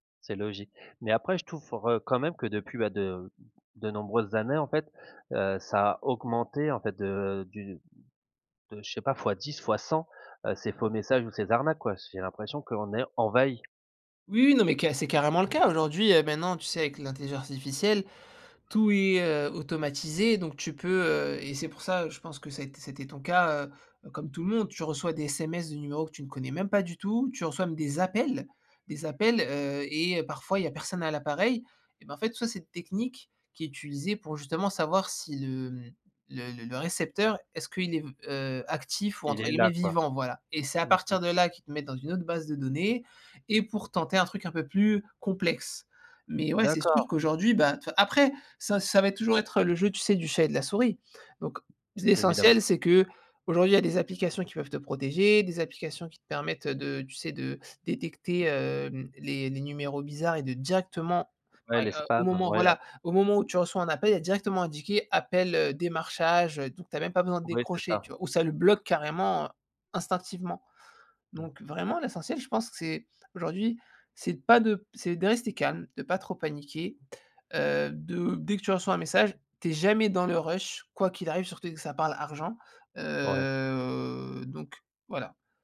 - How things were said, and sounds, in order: "trouve" said as "touvre"; other background noise; stressed: "appels"; stressed: "directement"; unintelligible speech
- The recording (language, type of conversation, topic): French, podcast, Comment détectes-tu un faux message ou une arnaque en ligne ?